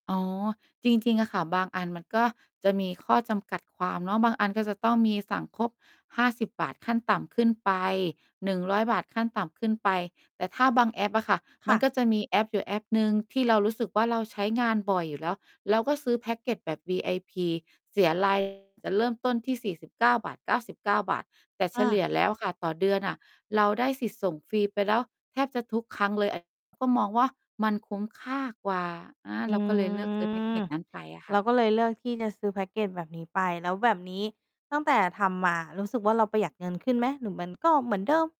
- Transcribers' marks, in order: distorted speech
- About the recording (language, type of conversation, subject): Thai, podcast, แอปสั่งอาหารเดลิเวอรี่ส่งผลให้พฤติกรรมการกินของคุณเปลี่ยนไปอย่างไรบ้าง?